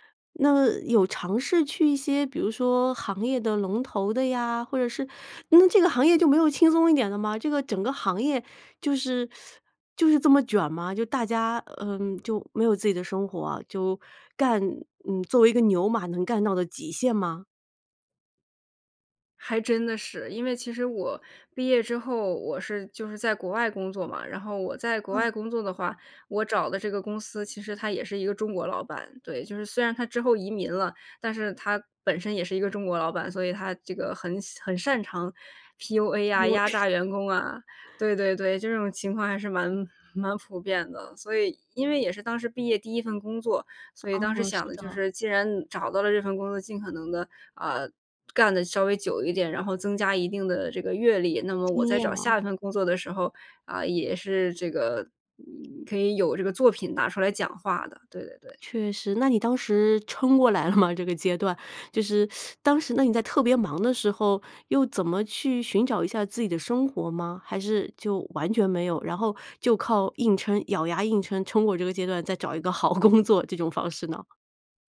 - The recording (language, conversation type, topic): Chinese, podcast, 你怎么看待工作与生活的平衡？
- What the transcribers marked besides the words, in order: teeth sucking; laughing while speaking: "A"; other background noise; laughing while speaking: "了吗"; teeth sucking; laughing while speaking: "好工作"